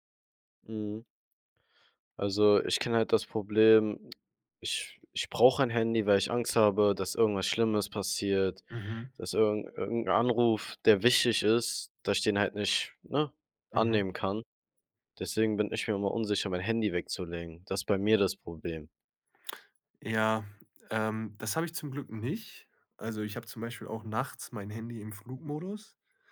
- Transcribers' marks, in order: none
- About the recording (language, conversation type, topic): German, podcast, Wie planst du Pausen vom Smartphone im Alltag?